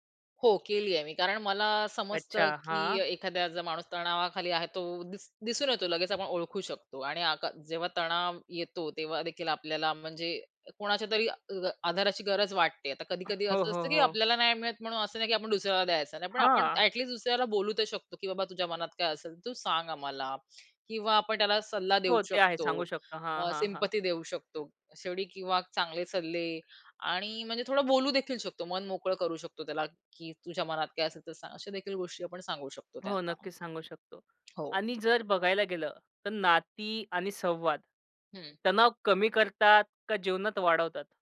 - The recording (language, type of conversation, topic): Marathi, podcast, तणाव कमी करण्यासाठी तुम्ही कोणते सोपे मार्ग वापरता?
- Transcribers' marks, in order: other noise; tapping